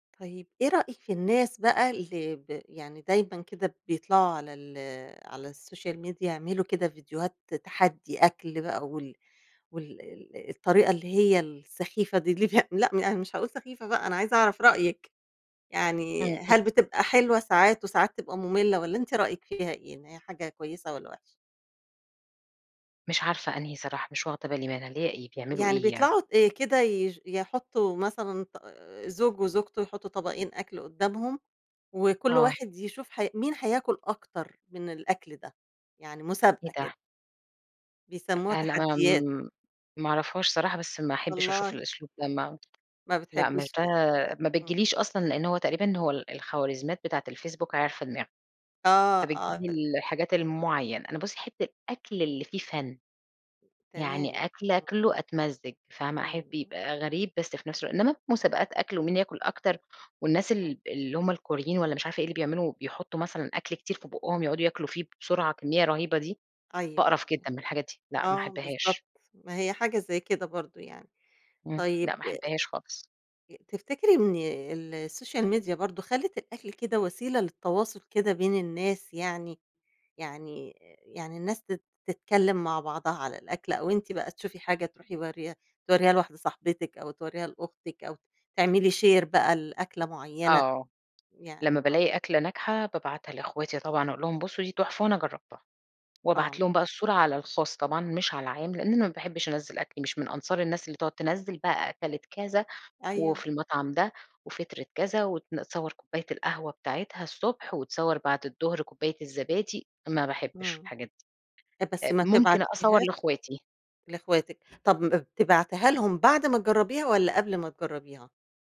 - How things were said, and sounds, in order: in English: "الSocial Media"; chuckle; unintelligible speech; in English: "السوشيال ميديا"; in English: "شير"; tapping
- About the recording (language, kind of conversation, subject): Arabic, podcast, إيه رأيك في تأثير السوشيال ميديا على عادات الأكل؟